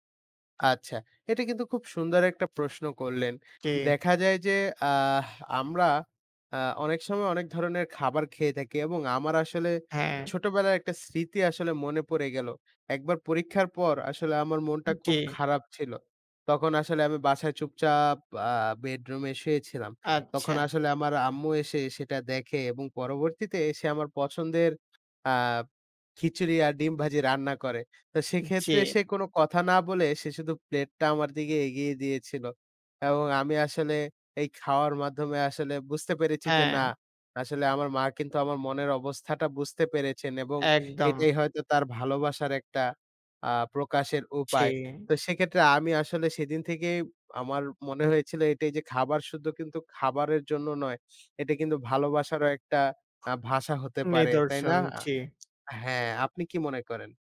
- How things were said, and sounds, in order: other background noise
- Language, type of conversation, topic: Bengali, unstructured, আপনার মতে, খাবারের মাধ্যমে সম্পর্ক গড়ে তোলা কতটা গুরুত্বপূর্ণ?